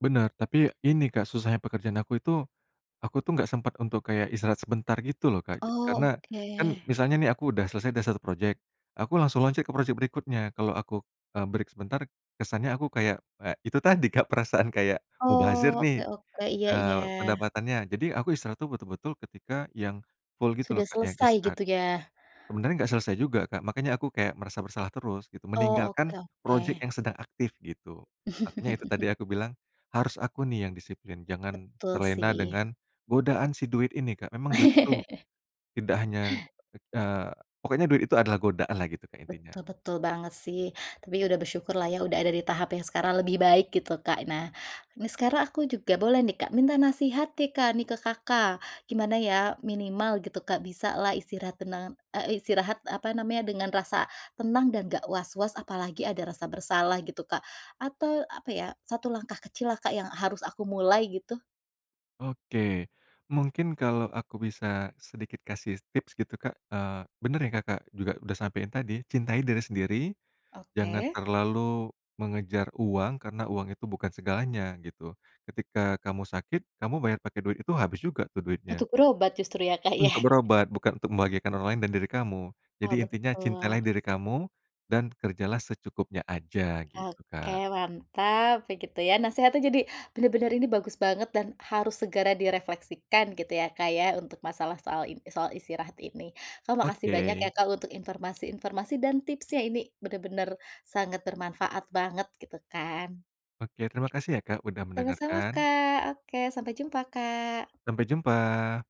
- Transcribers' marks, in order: other background noise; in English: "break"; chuckle; laugh; laughing while speaking: "ya, Kak, ya?"; tapping
- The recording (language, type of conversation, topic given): Indonesian, podcast, Bagaimana caramu memaksa diri untuk istirahat tanpa merasa bersalah?